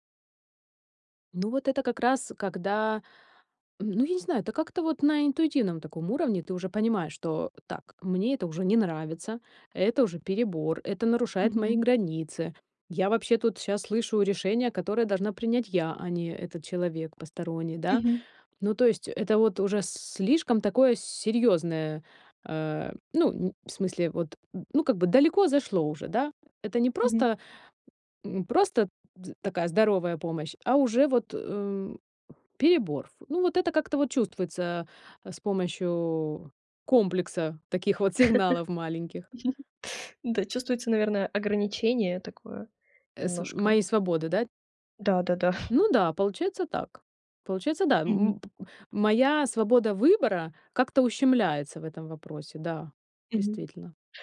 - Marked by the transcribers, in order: tapping; other noise; chuckle
- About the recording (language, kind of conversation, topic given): Russian, podcast, Как отличить здоровую помощь от чрезмерной опеки?